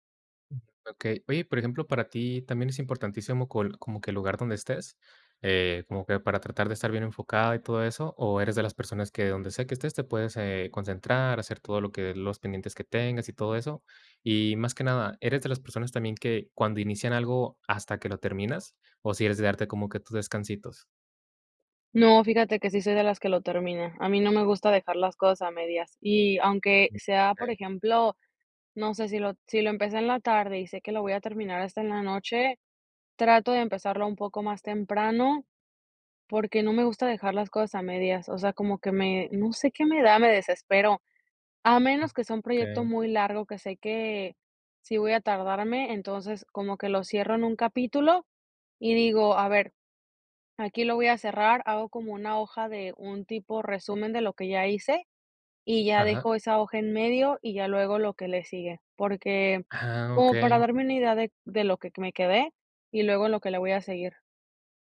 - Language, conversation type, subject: Spanish, podcast, ¿Cómo evitas procrastinar cuando tienes que producir?
- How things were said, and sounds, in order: other background noise